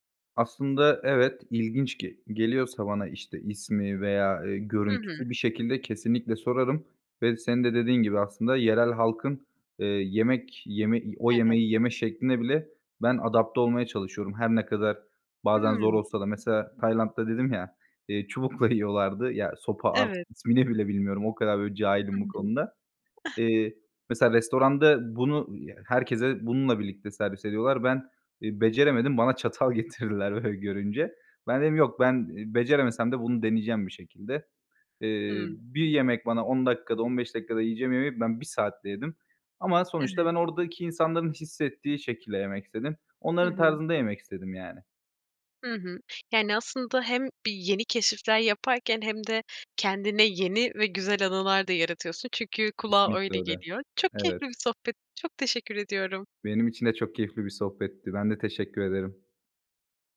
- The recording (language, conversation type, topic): Turkish, podcast, En unutamadığın yemek keşfini anlatır mısın?
- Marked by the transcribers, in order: laughing while speaking: "dedim ya, eee, çubukla yiyorlardı"; tapping; laughing while speaking: "Evet"; other background noise; other noise; laughing while speaking: "çatal getirdiler böyle görünce"